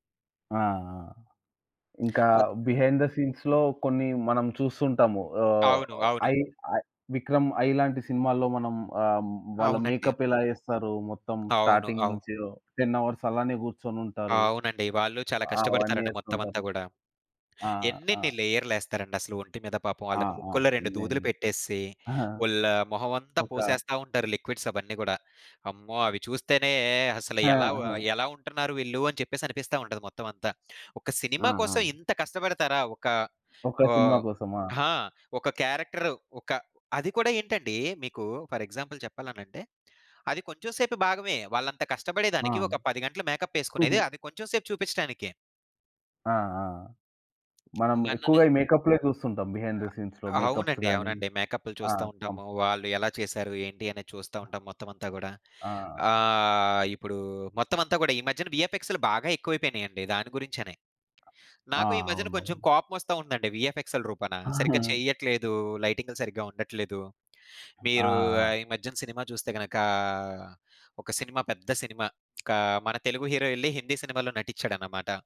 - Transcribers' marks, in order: in English: "బిహైండ్ ద సీన్స్‌లో"; other background noise; in English: "మేకప్"; tapping; in English: "స్టార్టింగ్"; in English: "టెన్ అవర్స్"; in English: "లిక్విడ్స్"; in English: "క్యారెక్టర్"; in English: "ఫర్ ఎగ్జాంపుల్"; in English: "బిహైండ్ ద సీన్స్‌లో మేకప్స్"; in English: "వీఎఫ్ఎక్సెల"; chuckle
- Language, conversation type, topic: Telugu, podcast, సెట్ వెనుక జరిగే కథలు మీకు ఆసక్తిగా ఉంటాయా?